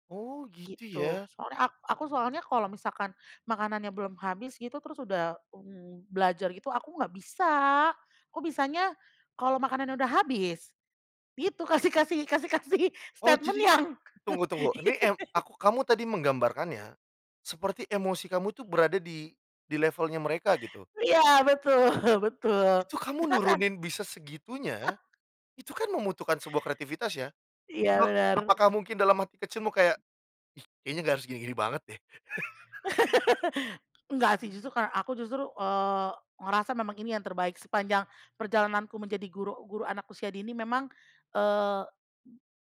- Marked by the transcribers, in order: laughing while speaking: "kasih kasih kasih kasih"; in English: "statement"; laugh; laughing while speaking: "betul"; laugh; laugh; other background noise; chuckle
- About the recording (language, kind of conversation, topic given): Indonesian, podcast, Kebiasaan kecil apa yang membuat kreativitasmu berkembang?